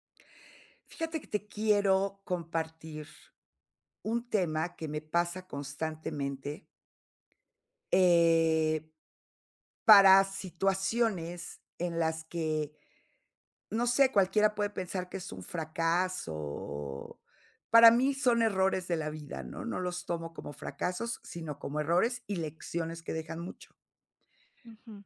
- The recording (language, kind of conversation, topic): Spanish, advice, ¿Por qué me cuesta practicar la autocompasión después de un fracaso?
- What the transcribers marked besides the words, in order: none